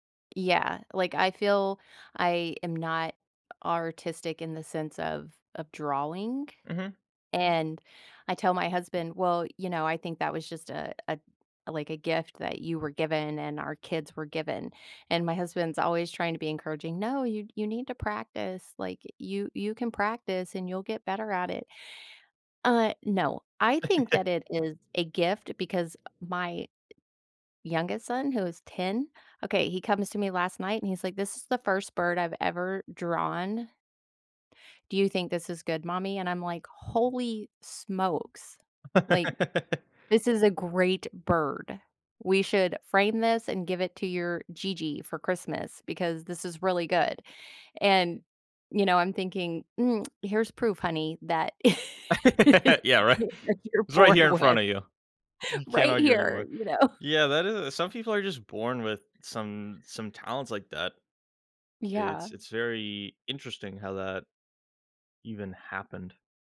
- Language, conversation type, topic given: English, unstructured, How can a hobby help me handle failure and track progress?
- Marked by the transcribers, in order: chuckle; laugh; tsk; laugh; laughing while speaking: "born with"; laughing while speaking: "know?"